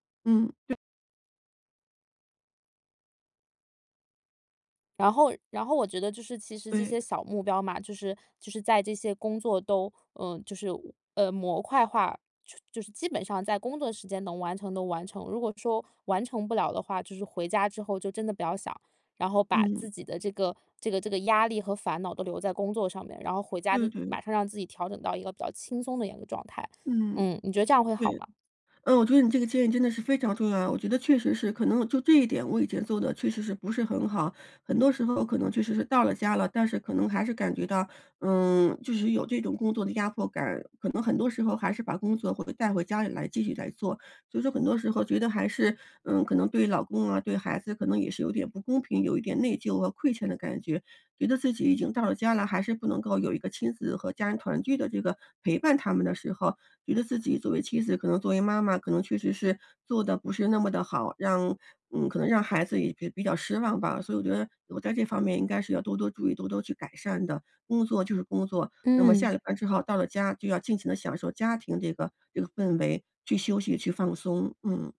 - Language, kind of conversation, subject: Chinese, advice, 我怎样才能马上减轻身体的紧张感？
- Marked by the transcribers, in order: none